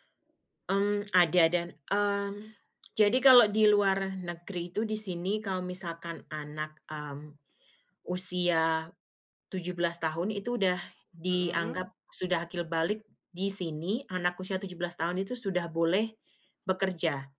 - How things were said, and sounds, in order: none
- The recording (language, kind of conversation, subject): Indonesian, podcast, Pernahkah kamu merasa terombang-ambing di antara dua budaya?